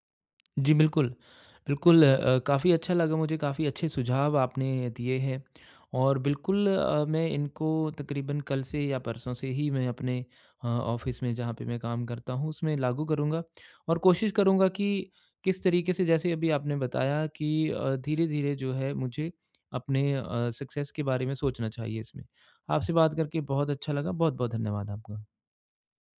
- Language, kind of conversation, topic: Hindi, advice, क्या मुझे इस नौकरी में खुश और संतुष्ट होना चाहिए?
- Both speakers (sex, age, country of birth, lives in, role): female, 50-54, India, India, advisor; male, 35-39, India, India, user
- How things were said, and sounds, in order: tapping; in English: "ऑफिस"; in English: "सक्सेस"